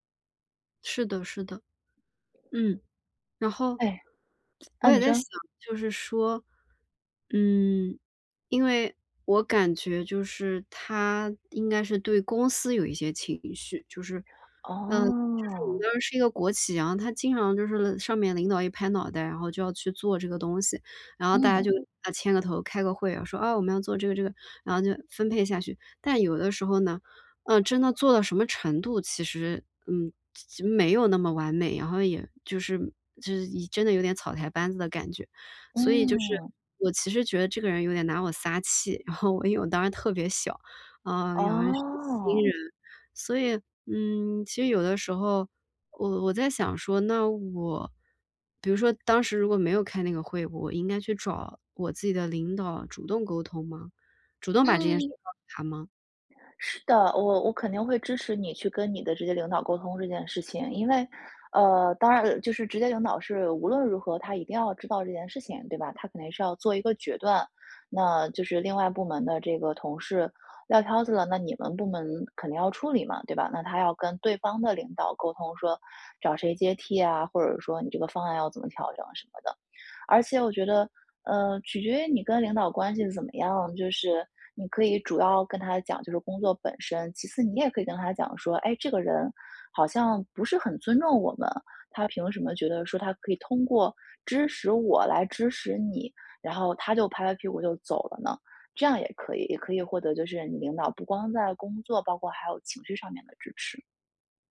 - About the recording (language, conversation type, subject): Chinese, advice, 我該如何處理工作中的衝突與利益衝突？
- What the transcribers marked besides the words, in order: other background noise; tsk